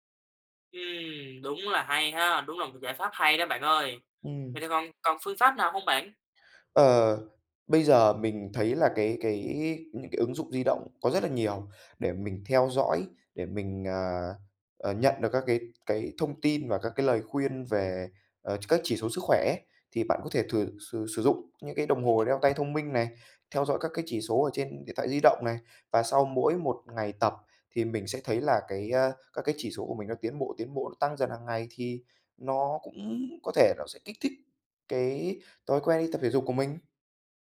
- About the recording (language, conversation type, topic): Vietnamese, advice, Vì sao bạn bị mất động lực tập thể dục đều đặn?
- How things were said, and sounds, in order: tapping